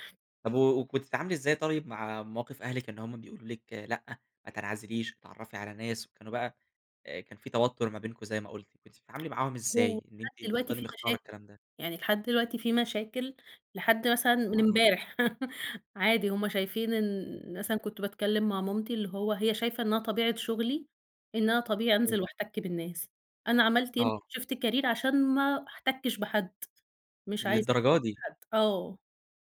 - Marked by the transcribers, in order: tapping; laugh; in English: "شيفت كارير"
- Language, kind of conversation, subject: Arabic, podcast, ليه ساعات بنحس بالوحدة رغم إن حوالينا ناس؟